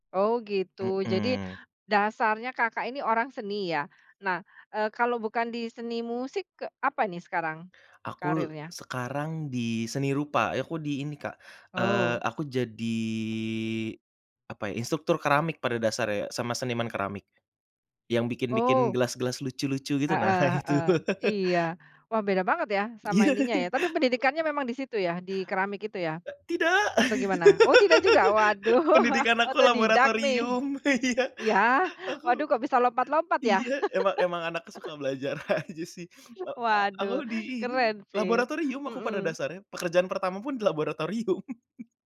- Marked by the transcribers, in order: tapping; drawn out: "jadi"; other background noise; laughing while speaking: "nah, itu"; laugh; laughing while speaking: "Iya"; laugh; surprised: "Oh, tidak juga?"; laughing while speaking: "iya"; laughing while speaking: "Waduh"; laughing while speaking: "aja, sih"; chuckle; laughing while speaking: "laboratorium"
- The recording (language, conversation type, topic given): Indonesian, podcast, Bagaimana keluarga atau teman memengaruhi selera musikmu?